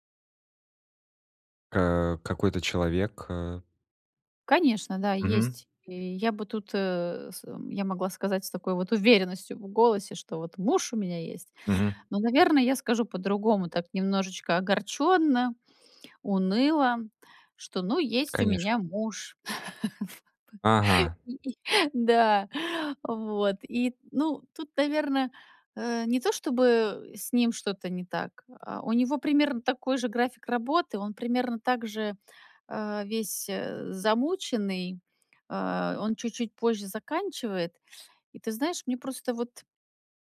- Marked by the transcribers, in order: laugh
- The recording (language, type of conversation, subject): Russian, advice, Как мне лучше распределять время между работой и отдыхом?